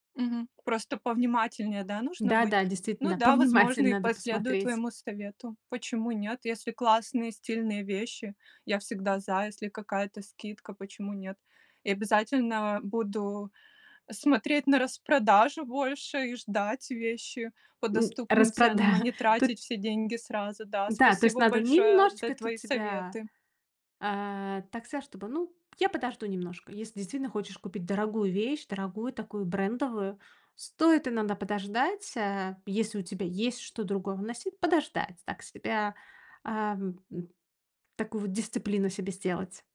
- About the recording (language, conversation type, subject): Russian, advice, Как найти стильные вещи по доступной цене?
- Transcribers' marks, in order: tapping; other background noise; laughing while speaking: "Распрода"